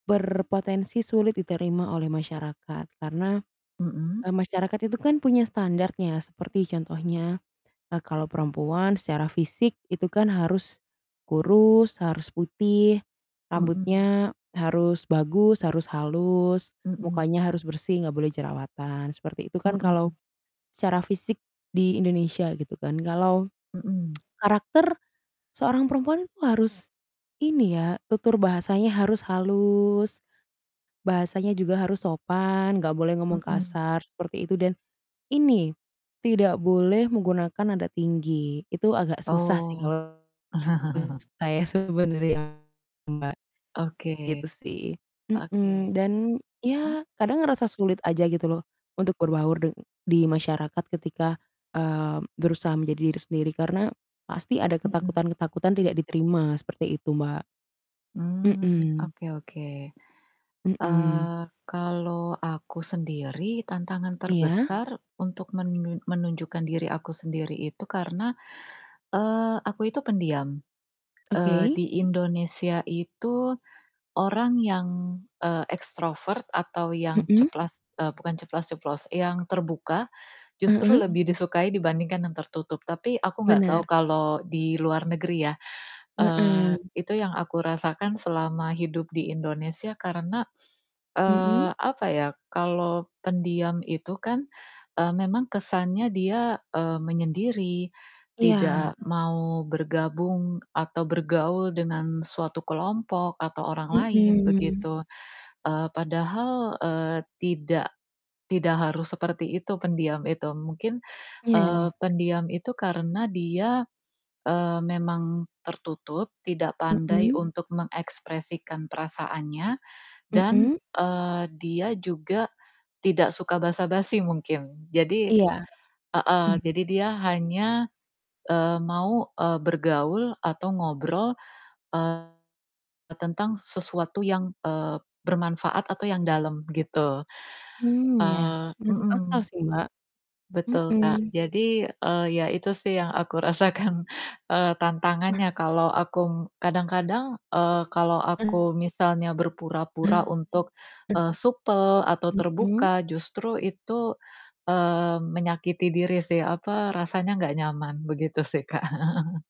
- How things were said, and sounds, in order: static; tsk; distorted speech; other background noise; chuckle; tapping; in English: "ekstrovert"; laughing while speaking: "rasakan"; chuckle; unintelligible speech; unintelligible speech; chuckle
- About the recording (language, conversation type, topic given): Indonesian, unstructured, Apa tantangan terbesar yang kamu hadapi saat menunjukkan siapa dirimu sebenarnya?